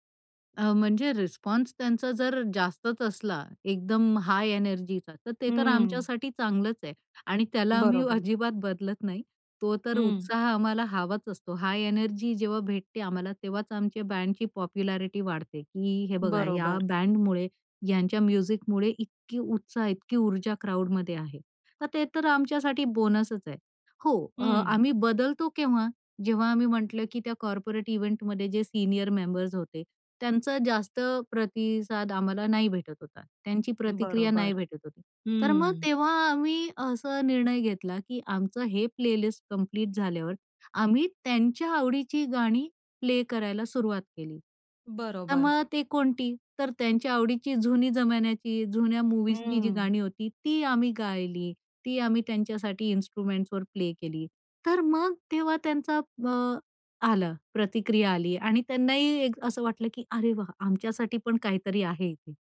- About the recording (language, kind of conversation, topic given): Marathi, podcast, लाईव्ह शोमध्ये श्रोत्यांचा उत्साह तुला कसा प्रभावित करतो?
- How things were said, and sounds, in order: in English: "पॉप्युलॅरिटी"; in English: "म्युझिकमुळे"; in English: "कॉर्पोरेट इव्हेंटमध्ये"; in English: "प्लेलिस्ट कंप्लीट"; in English: "इन्स्ट्रुमेंट्सवर प्ले"